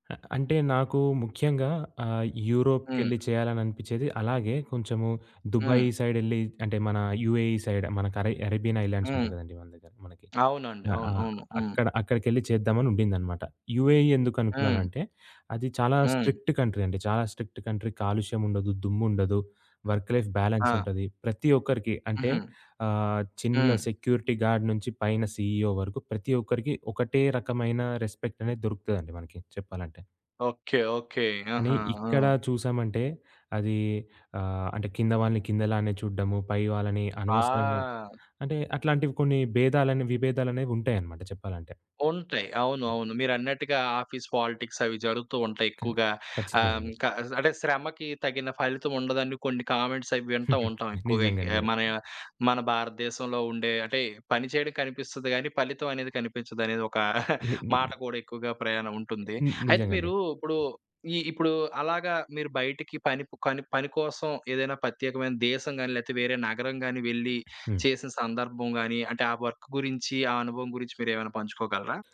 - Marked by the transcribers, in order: in English: "సైడ్"; in English: "స్ట్రిక్ట్ కంట్రీ"; in English: "స్ట్రిక్ట్ కంట్రీ"; in English: "వర్క్ లైఫ్"; other background noise; in English: "సెక్యూరిటీ గార్డ్"; in English: "సీఈఓ"; tapping; drawn out: "ఆ!"; in English: "ఆఫీస్ పాలిటిక్స్"; in English: "కామెంట్స్"; giggle; giggle; in English: "వర్క్"
- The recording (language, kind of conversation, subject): Telugu, podcast, విదేశీ లేదా ఇతర నగరంలో పని చేయాలని అనిపిస్తే ముందుగా ఏం చేయాలి?